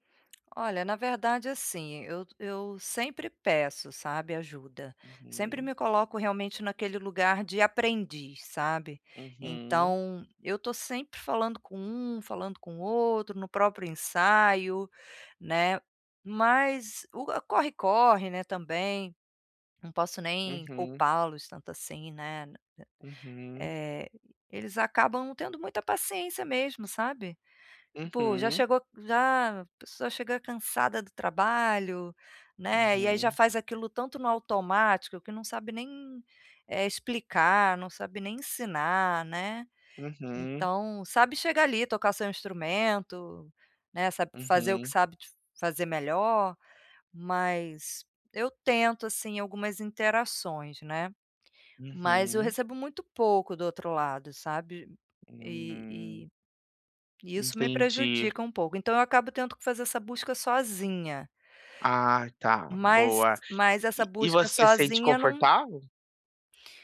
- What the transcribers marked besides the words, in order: none
- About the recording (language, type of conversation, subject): Portuguese, advice, Como posso agir apesar da apreensão e do medo de falhar?